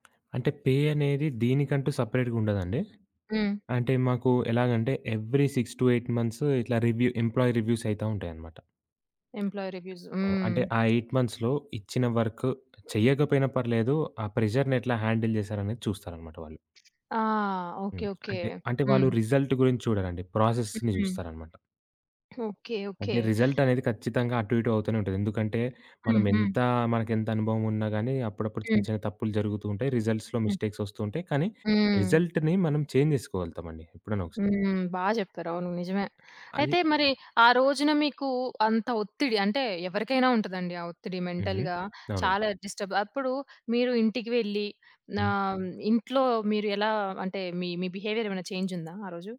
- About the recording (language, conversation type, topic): Telugu, podcast, సోషియల్ జీవితం, ఇంటి బాధ్యతలు, పని మధ్య మీరు ఎలా సంతులనం చేస్తారు?
- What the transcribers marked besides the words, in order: tapping; in English: "పే"; in English: "ఎవ్రి సిక్స్ టూ ఎయిట్ మంత్స్"; in English: "రివ్యూ ఎంప్లాయీ రివ్యూస్"; in English: "ఎంప్లాయీ రివ్యూస్"; in English: "ఎయిట్ మంత్స్‌లో"; in English: "వర్క్"; in English: "ప్రెజర్‌ని"; in English: "హ్యాండిల్"; other background noise; in English: "రిజల్ట్"; in English: "ప్రాసెస్‌ని"; in English: "రిజల్ట్స్‌లో మిస్టేక్స్"; in English: "రిజల్ట్‌ని"; in English: "చేంజ్"; in English: "మెంటల్‌గా"; in English: "డిస్టర్బ్"